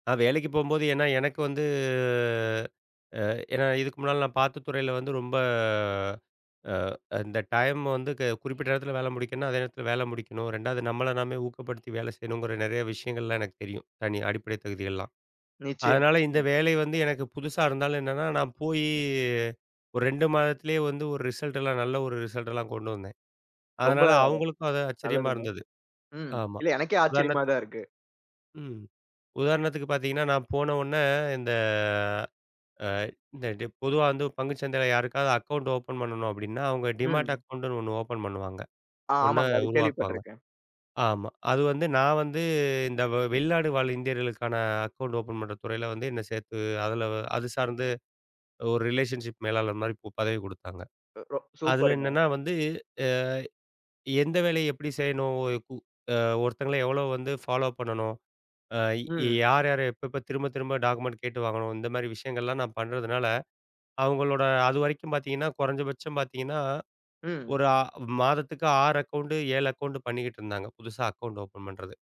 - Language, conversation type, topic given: Tamil, podcast, அனுபவம் இல்லாமலே ஒரு புதிய துறையில் வேலைக்கு எப்படி சேரலாம்?
- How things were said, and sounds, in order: drawn out: "வந்து"; drawn out: "ரொம்ப"; drawn out: "போயி"; in English: "ரிசல்ட்டெல்லாம்"; in English: "ரிசல்ட்லாம்"; tapping; drawn out: "இந்த"; in English: "அக்கவுண்ட் ஓபன்"; in English: "டீமேட் அக்கவுண்ட்"; drawn out: "வந்து"; in English: "அக்கவுண்ட் ஓபன்"; in English: "ரிலேஷன்ஷிப் மேலாளர்"; in English: "ஃபாலோ"; in English: "டாக்குமெண்ட்"; in English: "அக்கவுண்ட்"; in English: "அக்கவுண்ட்"; in English: "அக்கவுண்ட்"